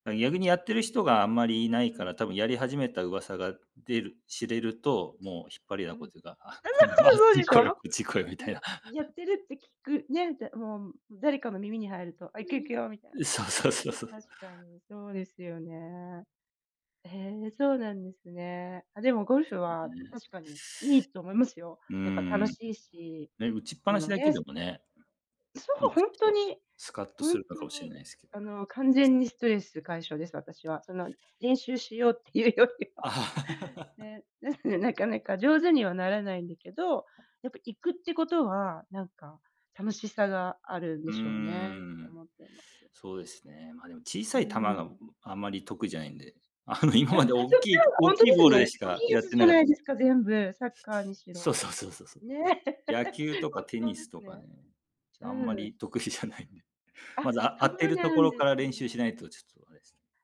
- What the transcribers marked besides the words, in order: laugh; laughing while speaking: "あっち行こうよ、こっち行こうよみたいな"; laugh; laugh; laughing while speaking: "っていうよりは"; laugh; laugh
- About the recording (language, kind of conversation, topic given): Japanese, unstructured, 運動をすると、精神面にはどのような変化がありますか？
- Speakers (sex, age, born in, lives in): female, 50-54, Japan, Japan; male, 40-44, Japan, Japan